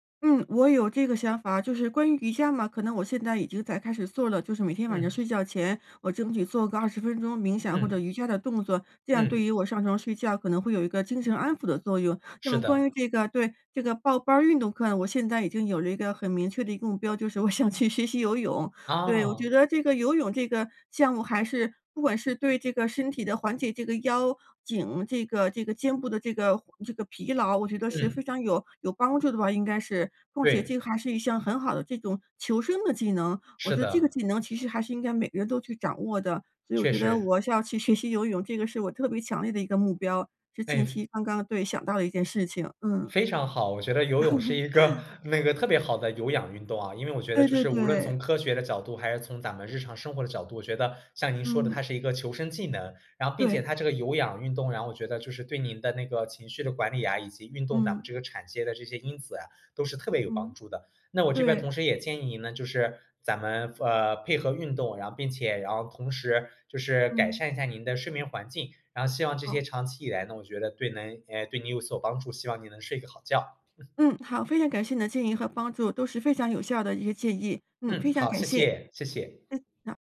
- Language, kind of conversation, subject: Chinese, advice, 我晚上睡不好、白天总是没精神，该怎么办？
- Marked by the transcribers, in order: laughing while speaking: "想去"; laugh; laughing while speaking: "一个"; "产生" said as "产些"; other noise